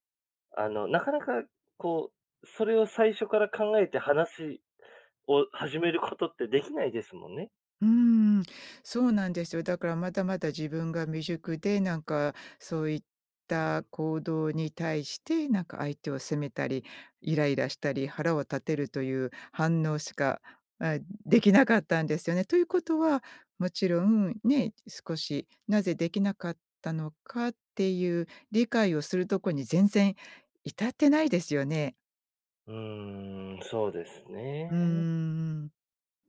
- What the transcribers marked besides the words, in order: none
- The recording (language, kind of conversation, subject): Japanese, podcast, 相手の立場を理解するために、普段どんなことをしていますか？